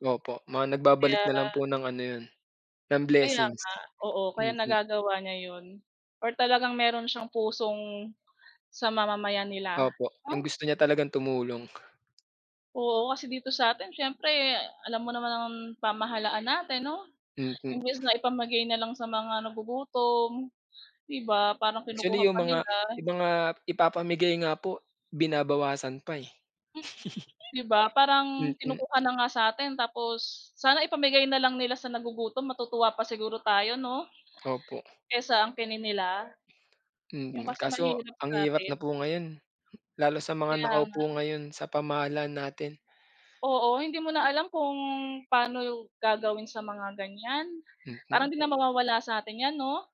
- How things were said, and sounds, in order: tapping; other background noise; laugh; horn
- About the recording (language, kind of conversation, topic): Filipino, unstructured, Ano ang masasabi mo sa mga taong nagtatapon ng pagkain kahit may mga nagugutom?